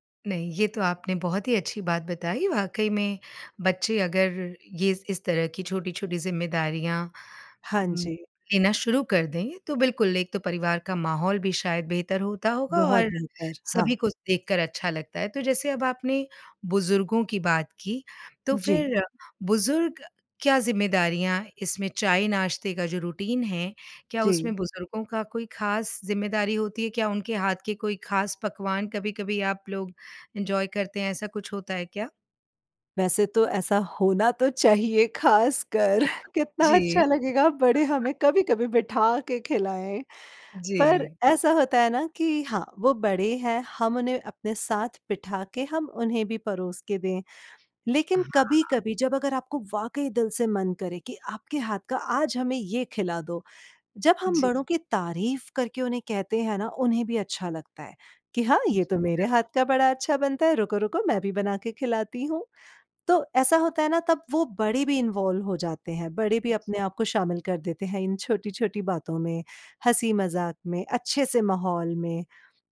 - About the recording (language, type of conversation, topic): Hindi, podcast, घर पर चाय-नाश्ते का रूटीन आपका कैसा रहता है?
- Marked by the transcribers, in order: in English: "रुटीन"; in English: "इन्जॉय"; laughing while speaking: "चाहिए ख़ासकर कितना अच्छा लगेगा बड़े हमें कभी कभी बिठा के खिलाएँ"; chuckle; in English: "इनवॉल्व"